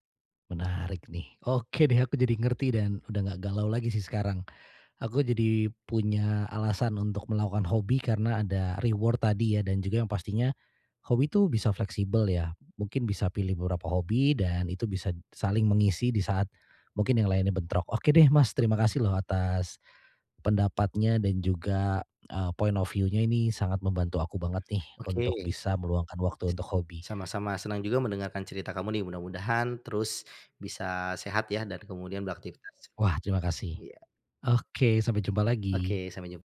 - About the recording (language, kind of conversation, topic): Indonesian, advice, Bagaimana cara meluangkan lebih banyak waktu untuk hobi meski saya selalu sibuk?
- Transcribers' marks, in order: in English: "reward"; in English: "point of view-nya"; other background noise